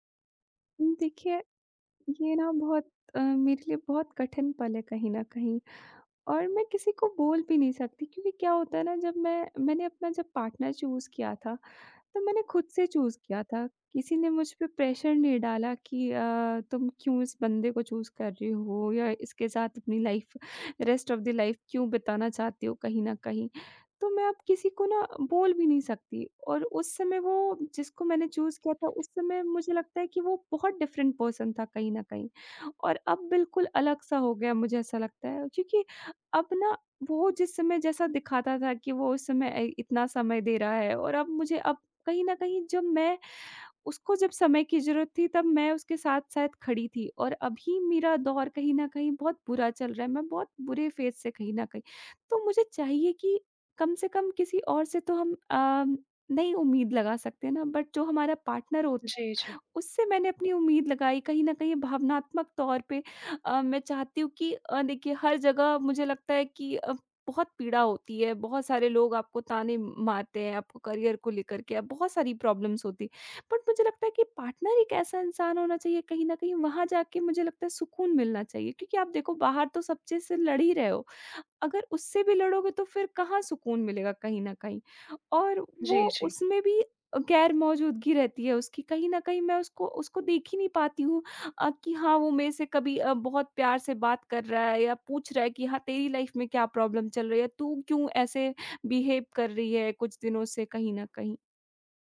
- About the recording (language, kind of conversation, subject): Hindi, advice, साथी की भावनात्मक अनुपस्थिति या दूरी से होने वाली पीड़ा
- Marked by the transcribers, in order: other background noise; in English: "पार्टनर चूज़"; in English: "चूज़"; in English: "प्रेशर"; in English: "चूज़"; in English: "लाइफ़ रेस्ट ऑफ़ द लाइफ़"; in English: "चूज़"; in English: "डिफ़रेंट पर्सन"; in English: "फ़ेज़"; in English: "बट"; in English: "पार्टनर"; in English: "करियर"; in English: "प्रॉब्लम्स"; in English: "बट"; in English: "पार्टनर"; tapping; in English: "लाइफ़"; in English: "प्रॉब्लम"; in English: "बिहेव"